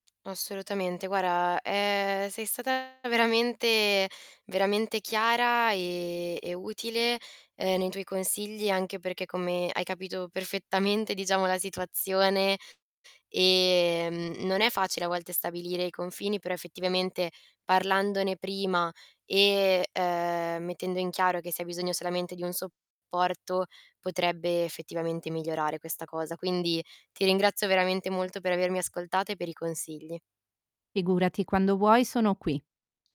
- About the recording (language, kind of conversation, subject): Italian, advice, Come posso affrontare la paura di rivelare aspetti importanti della mia identità personale?
- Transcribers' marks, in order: tapping; "Guarda" said as "guara"; distorted speech; drawn out: "e"